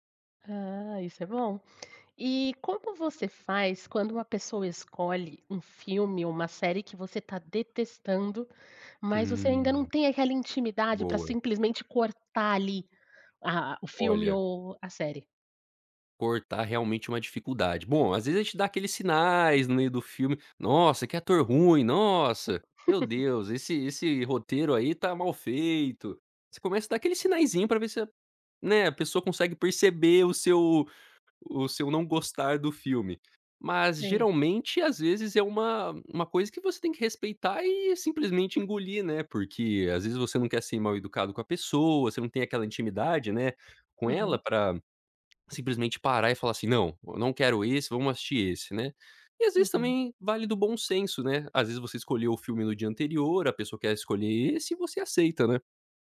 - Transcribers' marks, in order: tapping; laugh
- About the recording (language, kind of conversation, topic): Portuguese, podcast, Como você escolhe o que assistir numa noite livre?